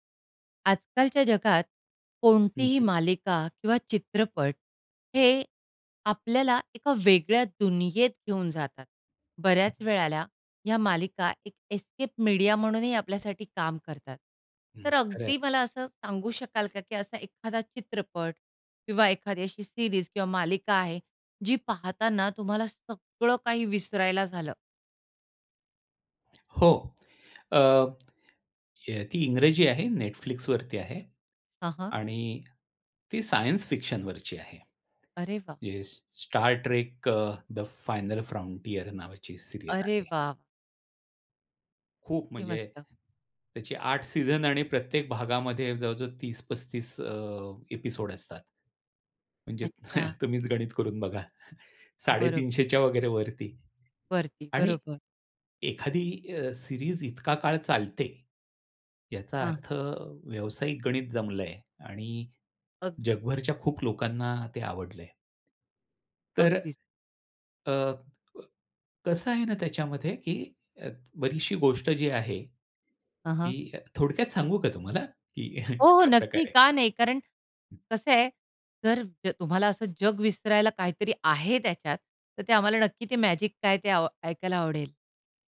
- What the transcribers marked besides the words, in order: other background noise; tapping; in English: "एस्केप"; other noise; in English: "सीरीज"; in English: "स्टार ट्रेक अ द फायनल फ्रंटियर"; in English: "सीरीयल"; in English: "सीझन"; in English: "एपिसोड"; chuckle; in English: "सीरीज"; chuckle
- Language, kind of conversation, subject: Marathi, podcast, कोणत्या प्रकारचे चित्रपट किंवा मालिका पाहिल्यावर तुम्हाला असा अनुभव येतो की तुम्ही अक्खं जग विसरून जाता?